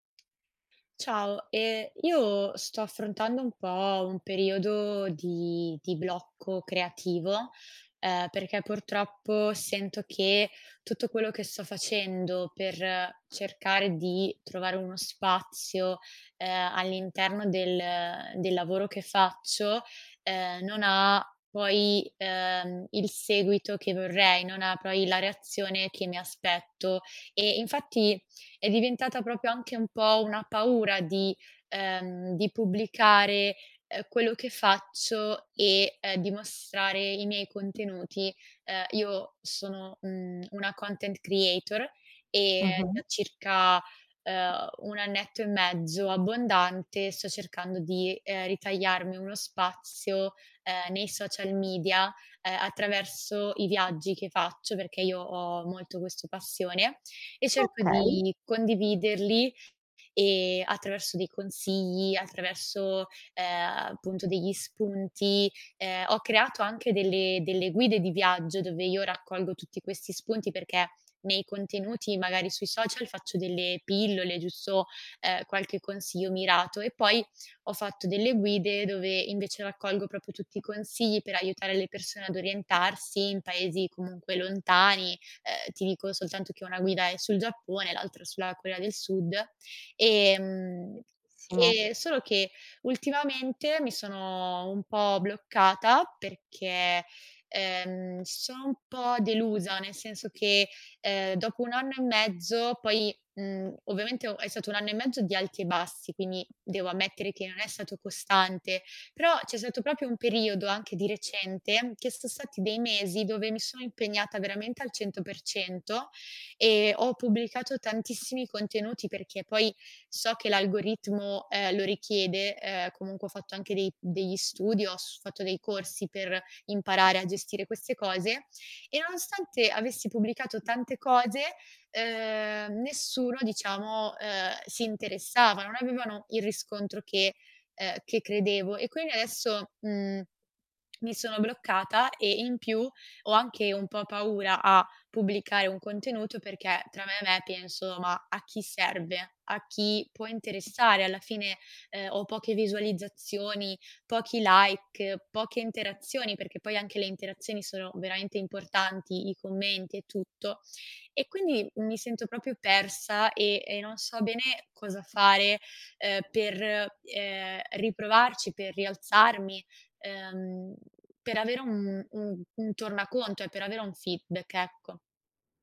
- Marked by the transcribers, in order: "proprio" said as "propio"; other background noise; "proprio" said as "propo"; "proprio" said as "propio"; "quindi" said as "quini"; tapping; in English: "like"; "proprio" said as "propio"; in English: "feedback"
- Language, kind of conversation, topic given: Italian, advice, Come posso superare il blocco creativo e la paura di pubblicare o mostrare il mio lavoro?